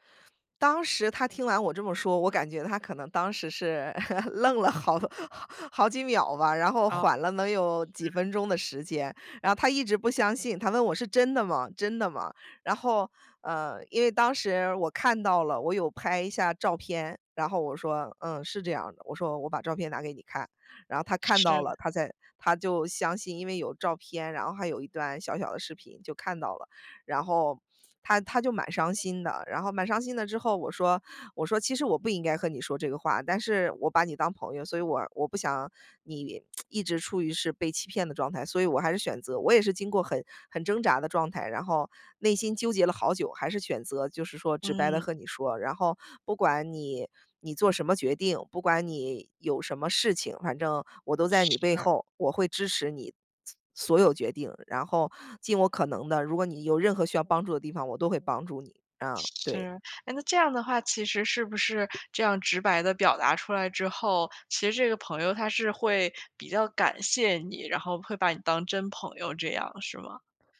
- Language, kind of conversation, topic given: Chinese, podcast, 你怎么看待委婉和直白的说话方式？
- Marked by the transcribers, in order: other background noise; laugh; laughing while speaking: "愣了好"; lip smack; other noise